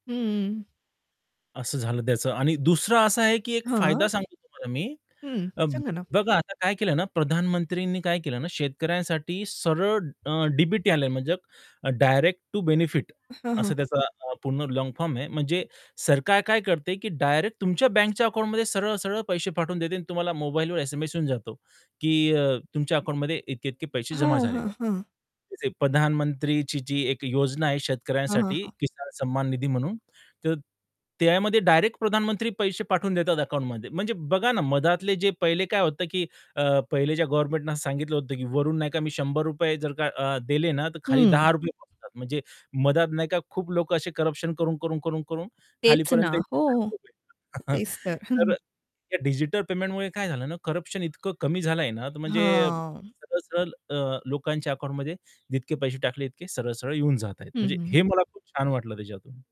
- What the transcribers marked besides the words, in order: static; distorted speech; other background noise; in English: "डायरेक्ट टू बेनिफिट"; "मध्ये" said as "मधात"; unintelligible speech; chuckle
- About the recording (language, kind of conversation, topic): Marathi, podcast, डिजिटल पैशांमुळे व्यवहार करण्याची पद्धत कशी बदलणार आहे?